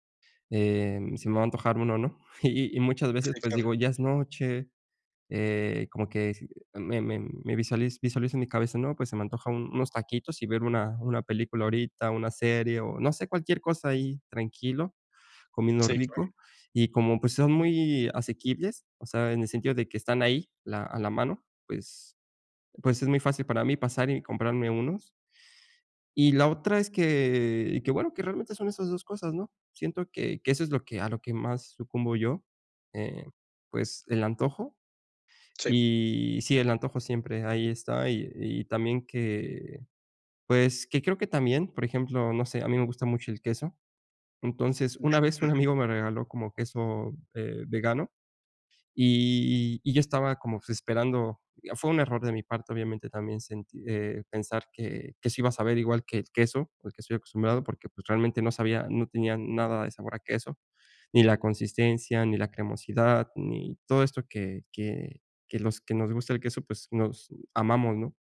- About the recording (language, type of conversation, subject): Spanish, advice, ¿Cómo puedo mantener coherencia entre mis acciones y mis creencias?
- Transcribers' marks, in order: chuckle; "visualiza" said as "visualiz"